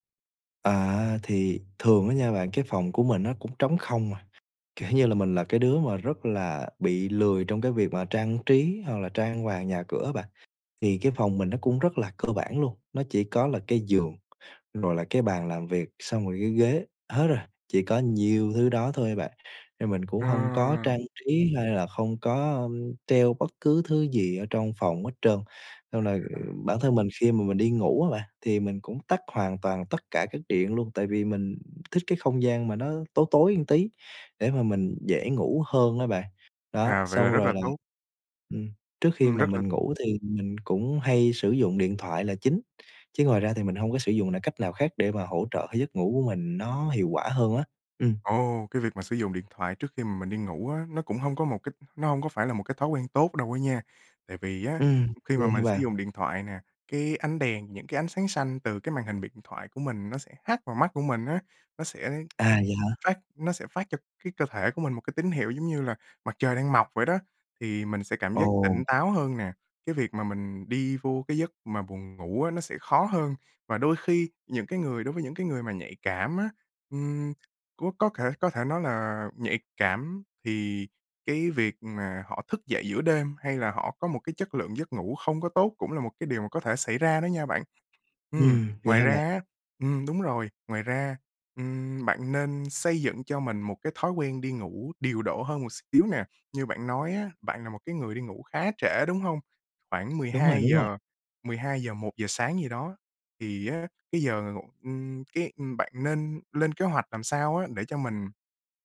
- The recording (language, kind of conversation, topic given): Vietnamese, advice, Vì sao tôi thường thức giấc nhiều lần giữa đêm và không thể ngủ lại được?
- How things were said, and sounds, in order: other background noise; "một" said as "ừn"; tapping